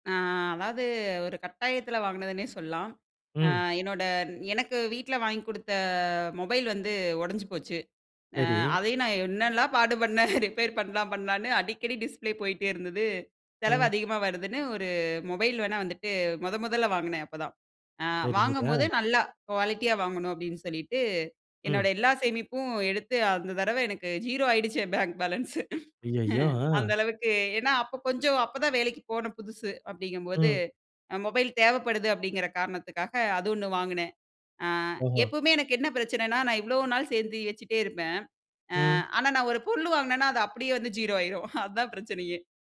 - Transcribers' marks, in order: laughing while speaking: "பாடுபன்னேன் ரிப்பேர் பண்லாம் பண்லான்னு. அடிக்கடி டிஸ்ப்ளே போயிட்டே இருந்தது"; in English: "டிஸ்ப்ளே"; in English: "குவாலிட்டியா"; laughing while speaking: "என் பேங்க் பேலன்ஸ் அந்த அளவுக்கு"; in English: "என் பேங்க் பேலன்ஸ்"; chuckle; chuckle
- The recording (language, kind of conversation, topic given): Tamil, podcast, பணத்தை இன்று செலவிடலாமா அல்லது நாளைக்காகச் சேமிக்கலாமா என்று நீங்கள் எப்படி தீர்மானிக்கிறீர்கள்?